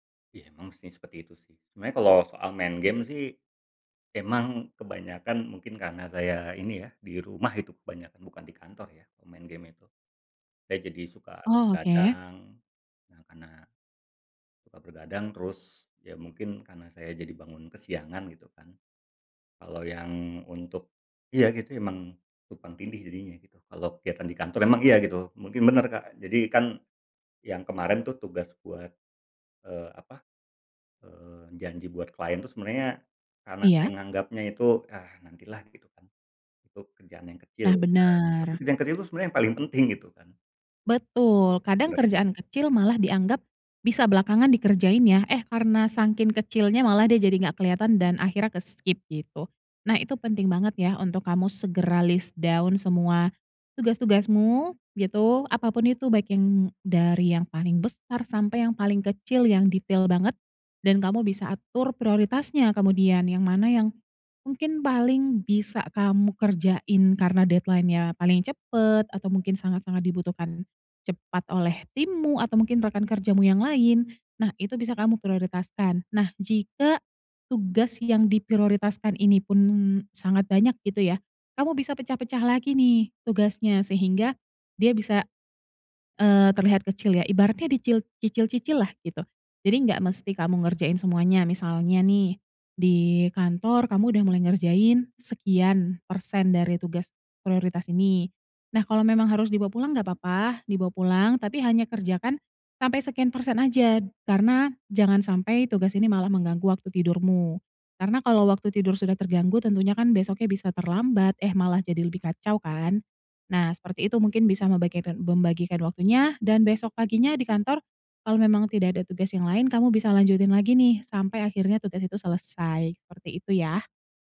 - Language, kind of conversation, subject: Indonesian, advice, Mengapa kamu sering meremehkan waktu yang dibutuhkan untuk menyelesaikan suatu tugas?
- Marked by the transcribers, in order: tapping; unintelligible speech; unintelligible speech; other background noise; "saking" said as "sangkin"; in English: "ke-skip"; in English: "list down"; in English: "deadline-nya"